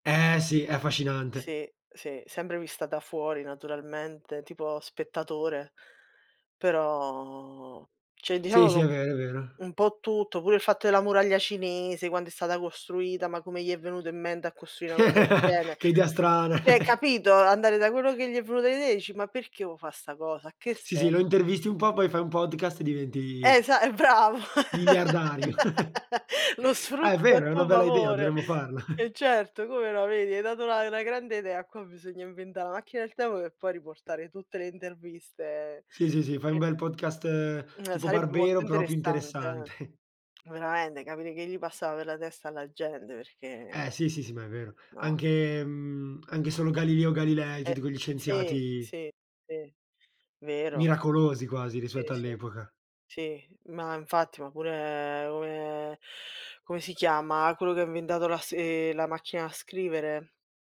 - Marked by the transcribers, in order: "cioè" said as "ceh"; chuckle; "Cioè" said as "ceh"; chuckle; other background noise; in English: "podcast"; laugh; chuckle; chuckle; in English: "podcast"; tsk; chuckle
- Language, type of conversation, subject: Italian, unstructured, Quale evento storico ti sarebbe piaciuto vivere?